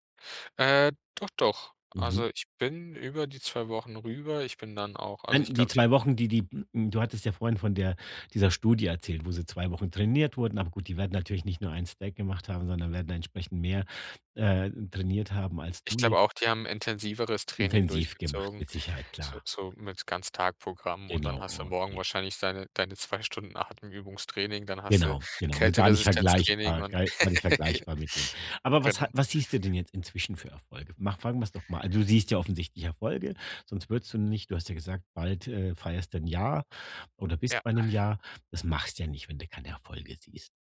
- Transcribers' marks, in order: other background noise; tapping; giggle
- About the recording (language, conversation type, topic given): German, podcast, Welche kleine Gewohnheit hat dir am meisten geholfen?